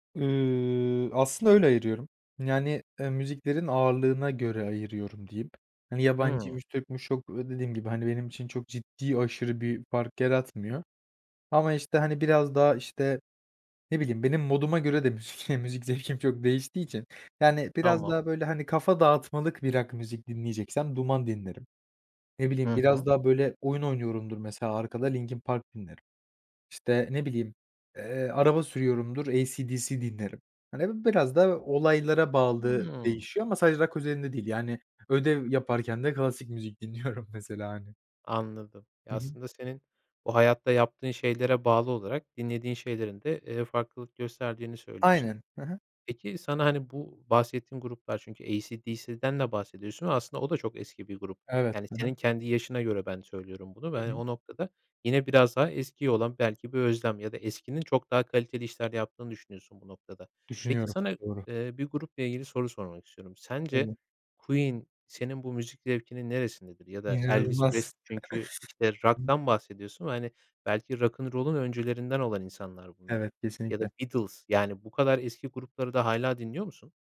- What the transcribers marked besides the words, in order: drawn out: "Iıı"; laughing while speaking: "müzik müzik zevkim çok değiştiği için"; chuckle; other background noise; laughing while speaking: "dinliyorum mesela, hani"; chuckle
- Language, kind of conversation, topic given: Turkish, podcast, Müzik zevkin zaman içinde nasıl değişti ve bu değişimde en büyük etki neydi?